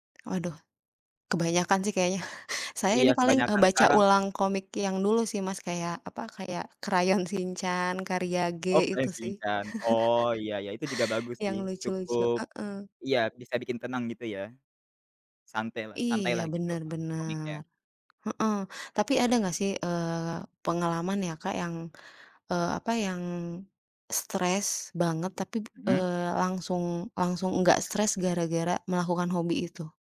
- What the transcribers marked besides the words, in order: other background noise; chuckle; chuckle
- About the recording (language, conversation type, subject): Indonesian, unstructured, Apa peran hobi dalam mengurangi stres sehari-hari?